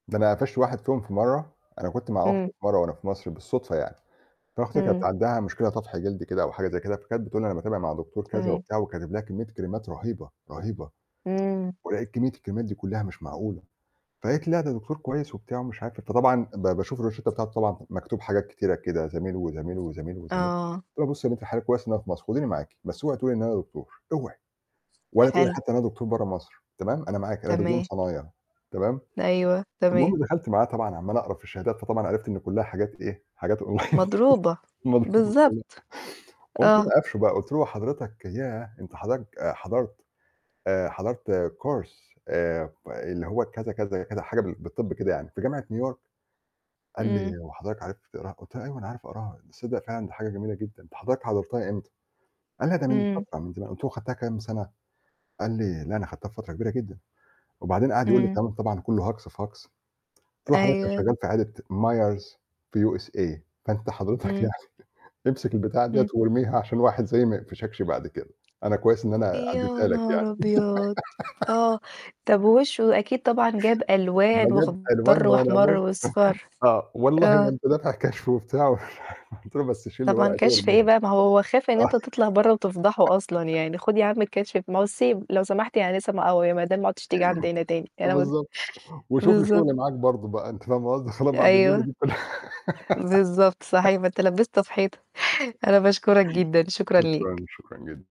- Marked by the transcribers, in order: static; tapping; tsk; other background noise; laughing while speaking: "Online. مضروبة كلّها"; in English: "Online"; "حضرت" said as "حضرك"; in English: "Course"; in English: "USA"; laughing while speaking: "حضرتك يعني"; laugh; distorted speech; chuckle; laughing while speaking: "كشف، وبتاع"; chuckle; chuckle; laugh; other noise; chuckle; laughing while speaking: "كلّها"; laugh
- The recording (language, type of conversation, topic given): Arabic, unstructured, إزاي توازن بين شغلك وحياتك الشخصية؟